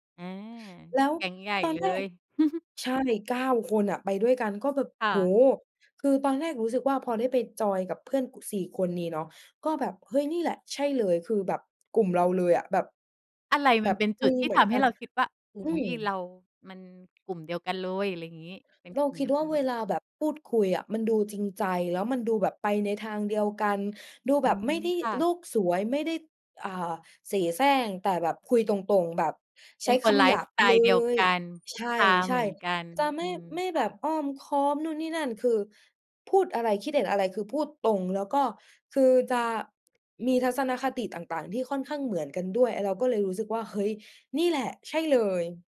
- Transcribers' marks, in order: chuckle; other background noise; tapping
- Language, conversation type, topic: Thai, podcast, อะไรทำให้การนั่งคุยกับเพื่อนแบบไม่รีบมีค่าในชีวิตคุณ?